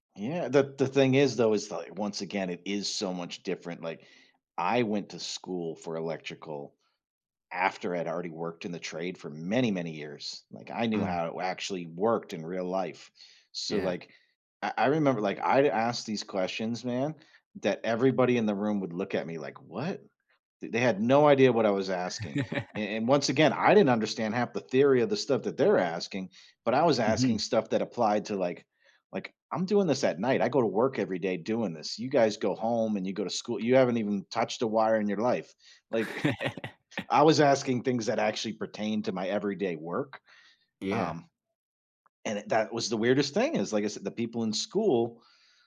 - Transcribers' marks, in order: tapping; chuckle; chuckle
- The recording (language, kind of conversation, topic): English, unstructured, What is a piece of technology that truly amazed you or changed your perspective?
- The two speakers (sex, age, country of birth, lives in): male, 20-24, United States, United States; male, 45-49, United States, United States